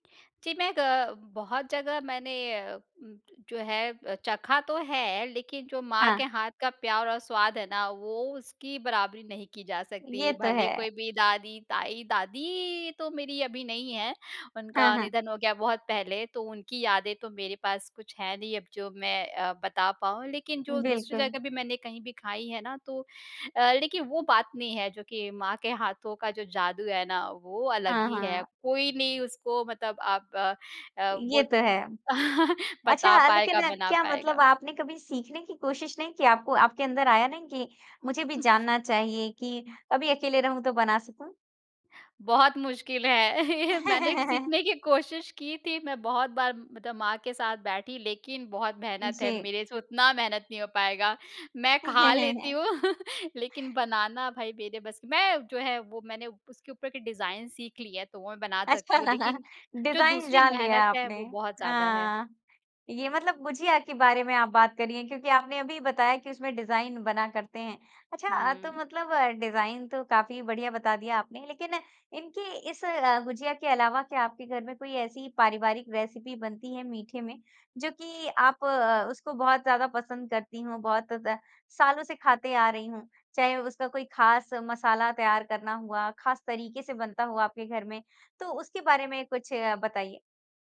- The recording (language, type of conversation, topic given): Hindi, podcast, आपकी सबसे पसंदीदा मिठाई कौन-सी है, और उससे जुड़ी कौन-सी याद आपको आज भी सबसे ज़्यादा याद आती है?
- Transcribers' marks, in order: chuckle; other noise; laughing while speaking: "मैंने भी सीखने की कोशिश की"; chuckle; chuckle; in English: "डिज़ाइन"; laughing while speaking: "अच्छा"; in English: "डिज़ाइन"; in English: "डिज़ाइन"; in English: "डिज़ाइन"; in English: "रेसिपी"